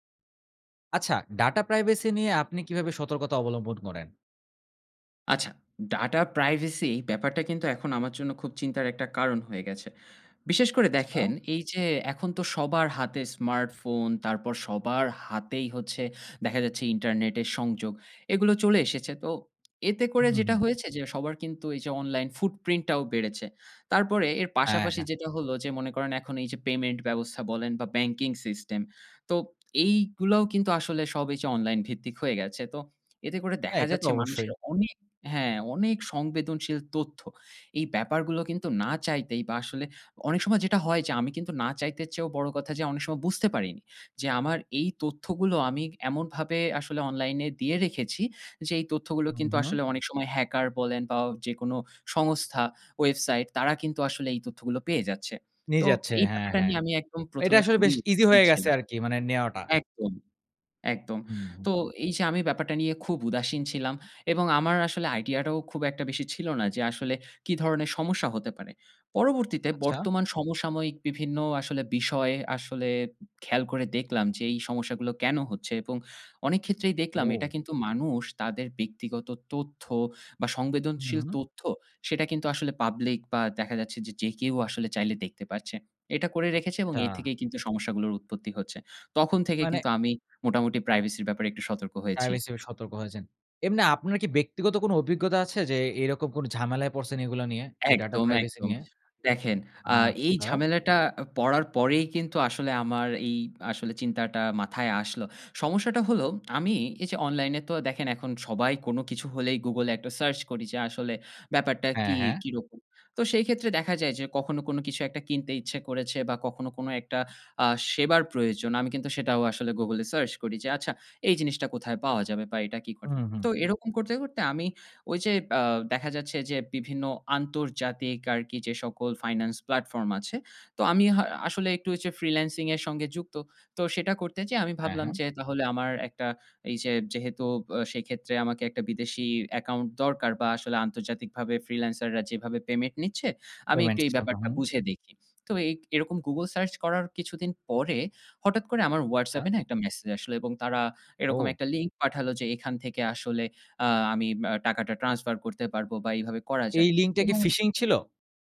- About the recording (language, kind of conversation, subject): Bengali, podcast, ডাটা প্রাইভেসি নিয়ে আপনি কী কী সতর্কতা নেন?
- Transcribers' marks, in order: in English: "online footprint"; tapping; in English: "finance platform"; in English: "fishing"